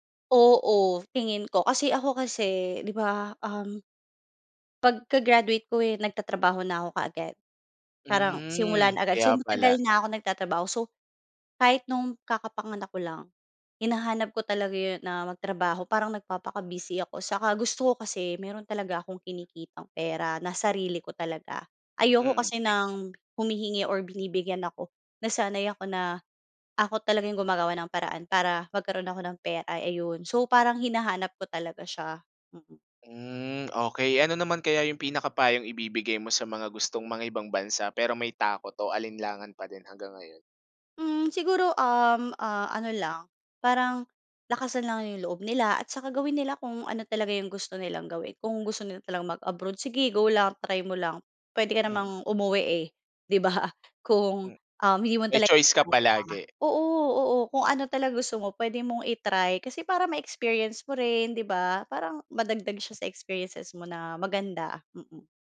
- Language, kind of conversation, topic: Filipino, podcast, Ano ang mga tinitimbang mo kapag pinag-iisipan mong manirahan sa ibang bansa?
- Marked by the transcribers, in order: other background noise; tapping; laughing while speaking: "'di ba?"